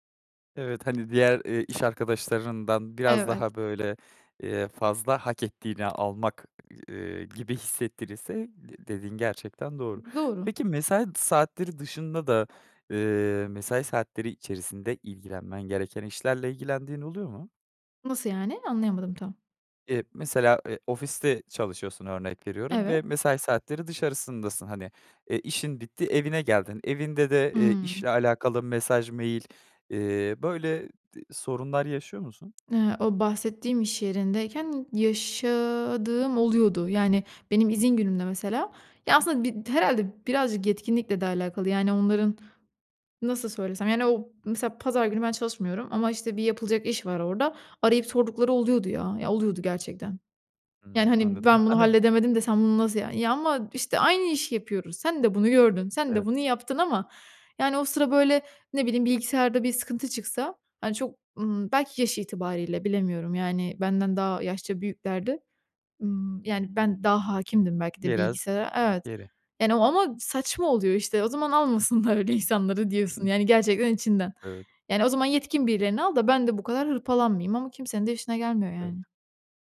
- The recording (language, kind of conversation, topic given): Turkish, advice, İş yerinde sürekli ulaşılabilir olmanız ve mesai dışında da çalışmanız sizden bekleniyor mu?
- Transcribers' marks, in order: other background noise; tapping; laughing while speaking: "almasınlar öyle insanları"; chuckle